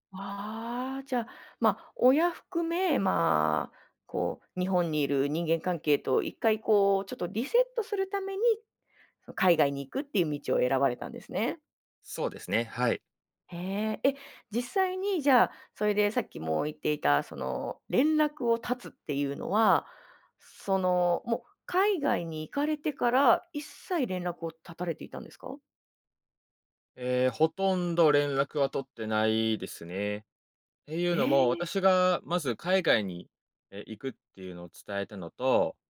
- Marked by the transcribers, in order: none
- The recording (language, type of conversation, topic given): Japanese, podcast, 親と距離を置いたほうがいいと感じたとき、どうしますか？